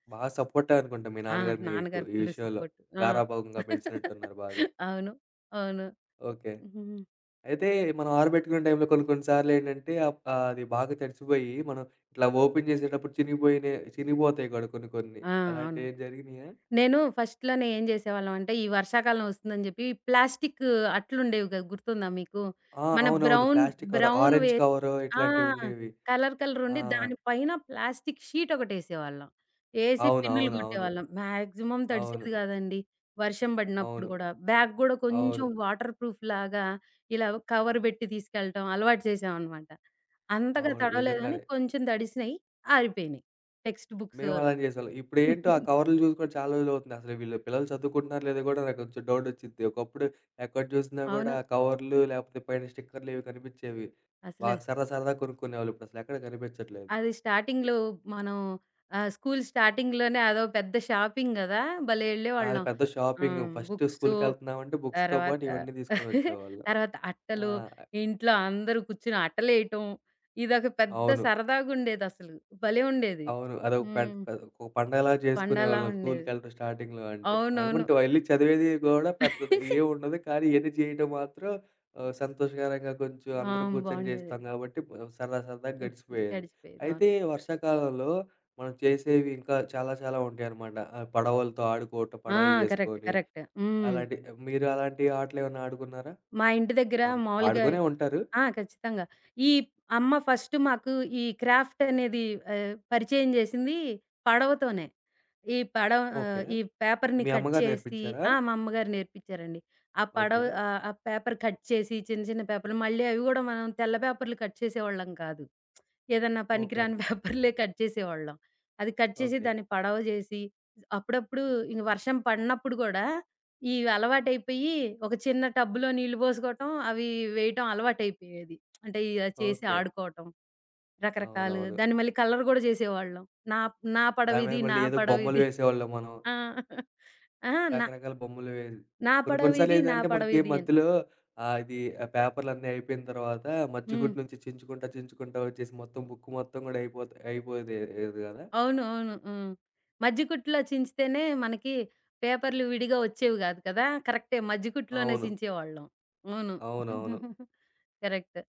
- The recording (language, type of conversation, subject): Telugu, podcast, వర్షకాలంలో మీకు అత్యంత గుర్తుండిపోయిన అనుభవం ఏది?
- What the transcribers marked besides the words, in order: in English: "ఫుల్ సపోర్ట్"; chuckle; in English: "ఓపెన్"; in English: "ఫస్ట్‌లోనే"; in English: "బ్రౌన్ బ్రౌన్"; in English: "కవర్ ఆరెంజ్ కవర్"; in English: "కలర్"; in English: "మాక్సిమం"; in English: "బ్యాగ్"; in English: "వాటర్ ప్రూఫ్‌లాగా"; in English: "కవర్"; chuckle; in English: "స్టిక్కర్‌లివి"; in English: "స్టార్టింగ్‌లో"; in English: "స్టార్టింగ్‌లోనే"; in English: "షాపింగ్"; in English: "షాపింగ్. ఫస్ట్"; in English: "బుక్స్‌తో"; chuckle; in English: "స్టార్టింగ్‌లో"; chuckle; in English: "కరెక్ట్. కరెక్ట్"; in English: "ఫస్ట్"; in English: "పేపర్‌ని కట్"; in English: "పేపర్ కట్"; in English: "కట్"; other background noise; chuckle; in English: "కట్"; in English: "కలర్"; chuckle; in English: "పేపర్‌లన్నీ"; in English: "బుక్"; giggle; in English: "కరెక్ట్"